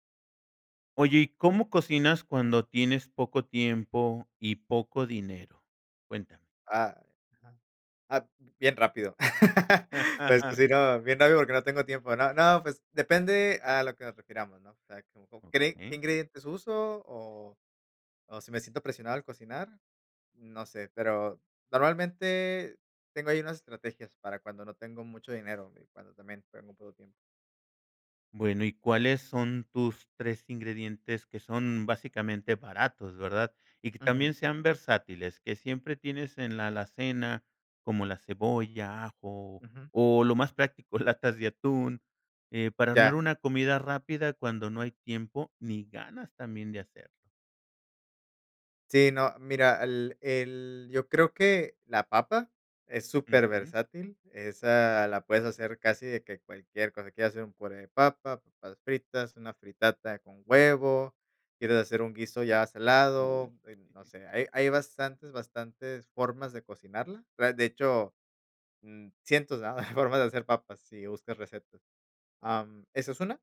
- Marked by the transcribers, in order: chuckle; laugh; laughing while speaking: "latas"; chuckle; chuckle
- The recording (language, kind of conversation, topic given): Spanish, podcast, ¿Cómo cocinas cuando tienes poco tiempo y poco dinero?